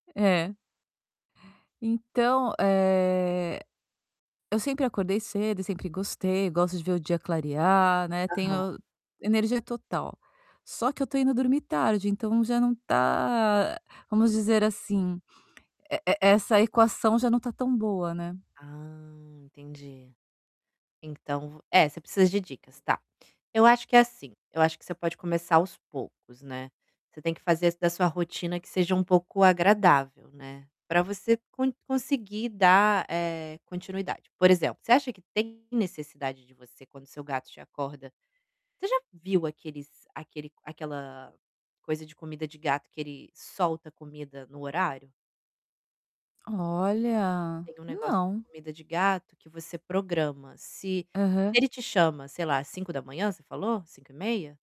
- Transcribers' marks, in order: other background noise; distorted speech; static; tapping
- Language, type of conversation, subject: Portuguese, advice, Como posso gerenciar minha energia e minhas expectativas ao voltar ao trabalho após um burnout?